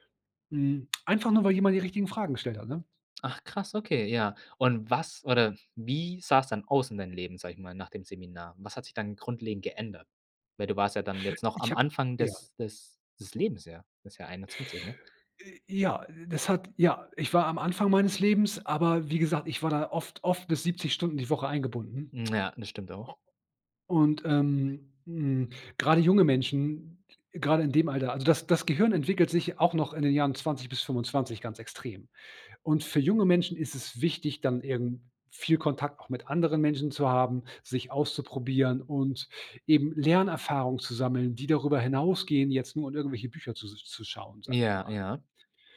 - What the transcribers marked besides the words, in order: other noise
- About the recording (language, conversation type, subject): German, podcast, Welche Erfahrung hat deine Prioritäten zwischen Arbeit und Leben verändert?
- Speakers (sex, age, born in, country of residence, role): male, 25-29, Germany, Germany, host; male, 40-44, Germany, Germany, guest